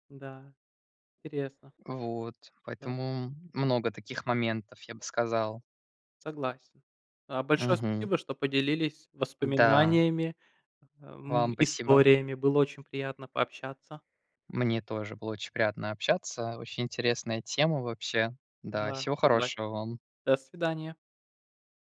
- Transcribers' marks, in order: other background noise
- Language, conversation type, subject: Russian, unstructured, Какой вкус напоминает тебе о детстве?